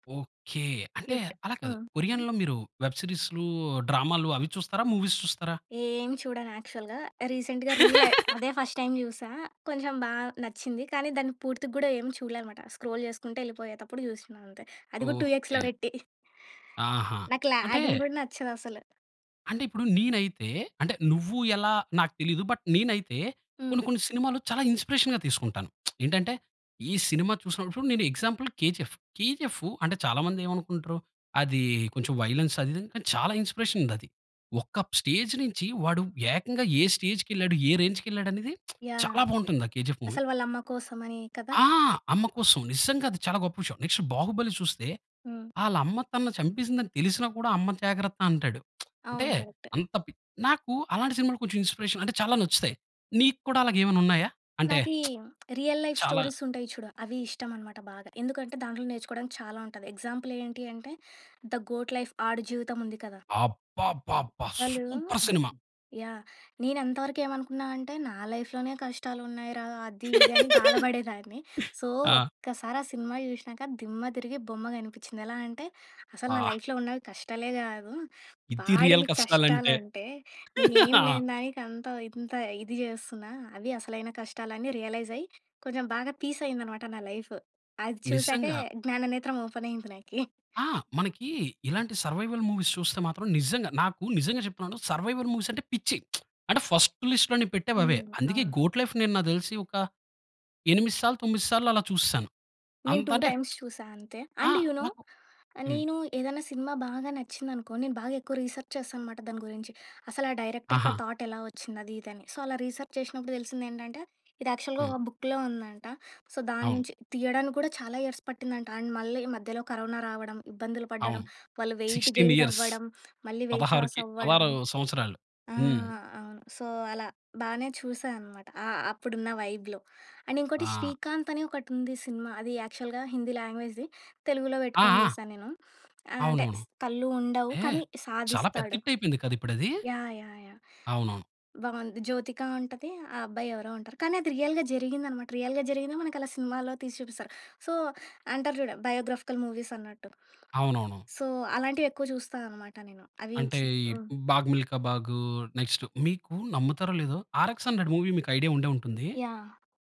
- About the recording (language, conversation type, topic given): Telugu, podcast, మధ్యలో వదిలేసి తర్వాత మళ్లీ పట్టుకున్న అభిరుచి గురించి చెప్పగలరా?
- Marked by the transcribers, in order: in English: "క్యూట్"; in English: "మూవీస్"; in English: "యాక్చువల్‌గా. రీసెంట్‌గా"; laugh; in English: "ఫస్ట్ టైమ్"; in English: "స్క్రోల్"; in English: "టూ ఎక్స్‌లో"; giggle; in English: "ల్యాగింగ్"; other background noise; in English: "బట్"; in English: "ఇన్‌స్పిరేషన్"; lip smack; in English: "ఎగ్జాంపుల్"; in English: "వైలెన్స్"; in English: "ఇన్‌స్పిరేషన్"; in English: "స్టేజ్"; lip smack; in English: "మూవీ"; in English: "నెక్స్ట్"; lip smack; in English: "ఇన్‌స్పిరేషన్"; in English: "రియల్ లైఫ్ స్టోరీస్"; lip smack; in English: "ఎగ్జాంపుల్"; in English: "సూపర్"; laugh; in English: "సో"; in English: "లైఫ్‌లో"; in English: "రియల్"; chuckle; in English: "రియలైజ్"; in English: "పీస్"; in English: "లైఫ్"; in English: "ఓపెన్"; laughing while speaking: "నాకీ"; in English: "సర్వైవల్ మూవీస్"; in English: "సర్వైవల్ మూవీస్"; lip smack; in English: "ఫస్ట్ లిస్ట్‌లో"; in English: "టూ టైమ్స్"; in English: "అండ్ యూ నో!"; lip smack; in English: "రీసెర్చ్"; in English: "డైరెక్టర్‌కీ"; in English: "థాట్"; in English: "సో"; in English: "రీసెర్చ్"; in English: "యాక్చువల్‌గా"; in English: "బుక్‌లో"; in English: "సో"; in English: "ఇయర్స్"; in English: "అండ్"; in English: "సిక్స్టీన్ ఇయర్స్"; in English: "వెయిట్ గెయిన్"; in English: "వెయిట్ లాస్"; in English: "సో"; in English: "వైబ్‌లో. అండ్"; in English: "యాక్చువల్‌గా"; in English: "లాంగ్వేజ్‌ది"; in English: "హిట్"; in English: "రియల్‌గా"; in English: "రియల్‌గా"; in English: "సో"; in English: "బయోగ్రాఫికల్ మూవీస్"; in English: "సో"; in English: "నెక్స్ట్"